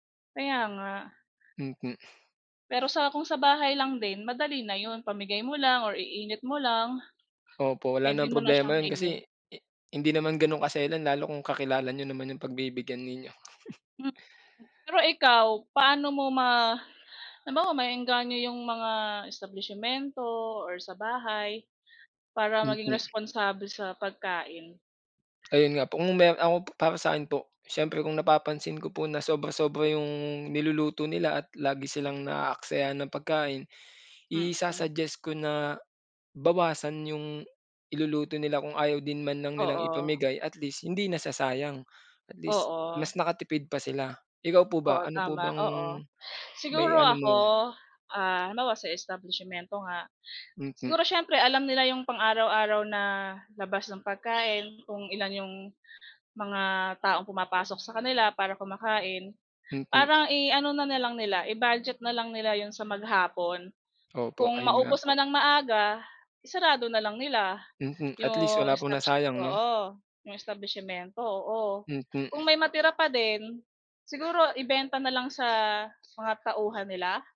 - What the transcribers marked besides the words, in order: chuckle
- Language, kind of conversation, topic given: Filipino, unstructured, Ano ang masasabi mo sa mga taong nagtatapon ng pagkain kahit may mga nagugutom?